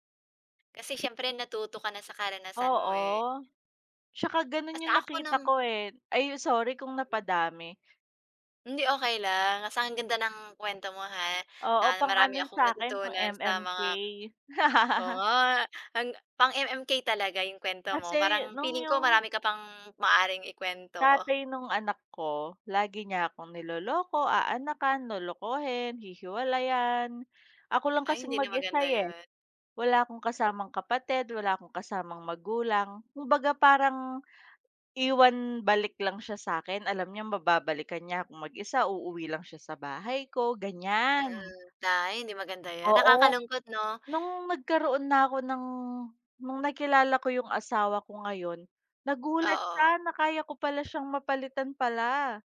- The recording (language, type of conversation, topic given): Filipino, unstructured, Paano mo ipinapakita ang tunay mong sarili sa harap ng iba, at ano ang nararamdaman mo kapag hindi ka tinatanggap dahil sa pagkakaiba mo?
- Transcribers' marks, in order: laugh